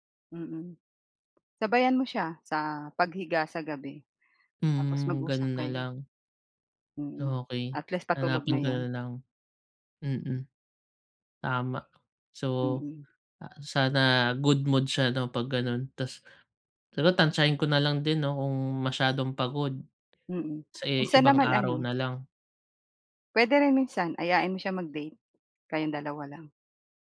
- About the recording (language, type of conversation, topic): Filipino, advice, Paano ko tatanggapin ang konstruktibong puna nang hindi nasasaktan at matuto mula rito?
- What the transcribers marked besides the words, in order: none